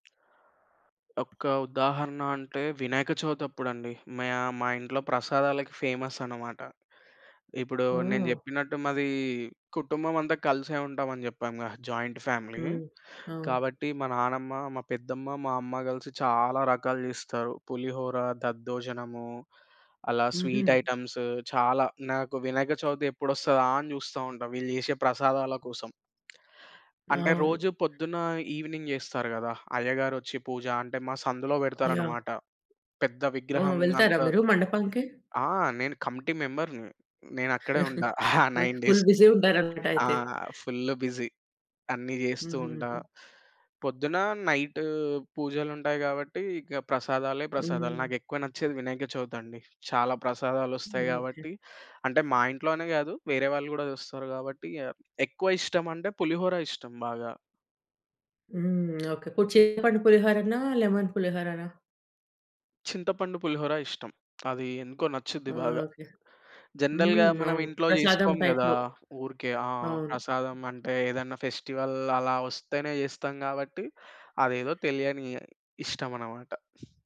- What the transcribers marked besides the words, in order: tapping; other background noise; in English: "ఫేమస్"; in English: "జాయింట్ ఫ్యామిలీ"; in English: "స్వీట్ ఐటెమ్స్"; in English: "ఈవినింగ్"; in English: "కమిటీ మెంబర్‌ని"; giggle; in English: "నైన్ డేస్"; chuckle; in English: "ఫుల్ బిజీ"; in English: "బిజీ"; in English: "లెమన్"; in English: "జనరల్‌గా"; "ప్రసాదం" said as "ప్రచాదం"; in English: "టైప్‌లో"; in English: "ఫెస్టివల్"
- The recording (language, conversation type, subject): Telugu, podcast, మీ కుటుంబంలో ప్రత్యేకంగా పాటించే సంప్రదాయం ఏది?